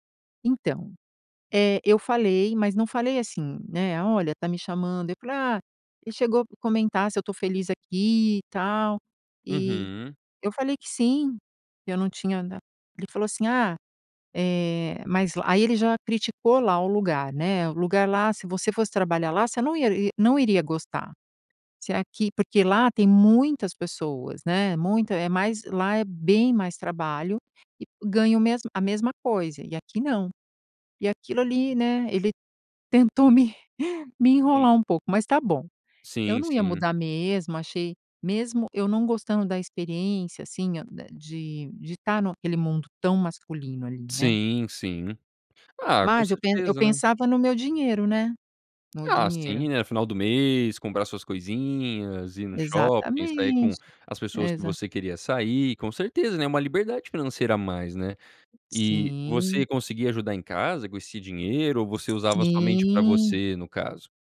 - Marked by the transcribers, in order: laughing while speaking: "me me"; tapping
- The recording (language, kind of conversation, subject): Portuguese, podcast, Como foi seu primeiro emprego e o que você aprendeu nele?